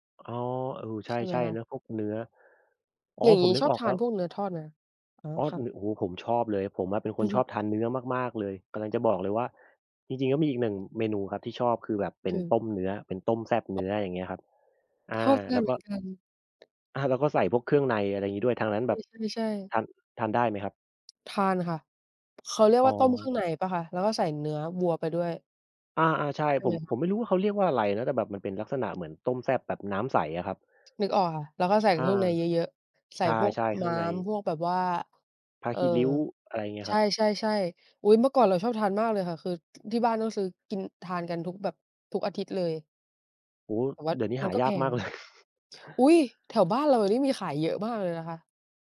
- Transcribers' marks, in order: other background noise; tapping; laughing while speaking: "เลย"
- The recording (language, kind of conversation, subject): Thai, unstructured, คุณชอบอาหารไทยจานไหนมากที่สุด?